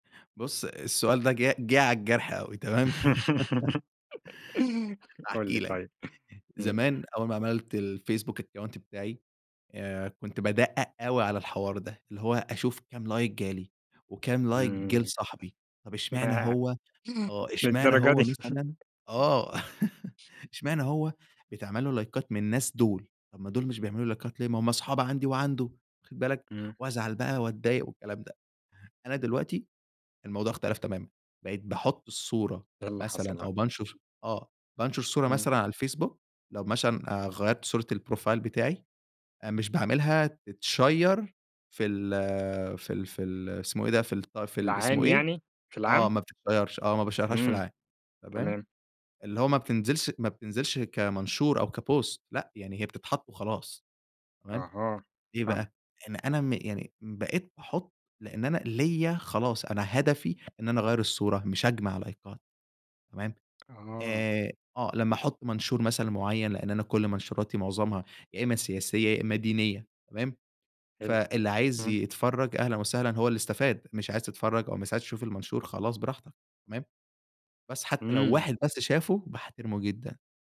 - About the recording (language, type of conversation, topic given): Arabic, podcast, إيه رأيك في تأثير السوشيال ميديا على العلاقات؟
- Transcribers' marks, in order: laugh; in English: "Account"; in English: "Like"; in English: "Like"; laughing while speaking: "ياه! للدرجة دي!"; laugh; in English: "لايكات"; tapping; in English: "لايكات"; "مثلًا" said as "مشلًا"; in English: "البروفايل"; in English: "تتشير"; in English: "بتتشيّرش"; in English: "باشيّرهاش"; in English: "كبوست"; in English: "لايكات"; "مس" said as "مش"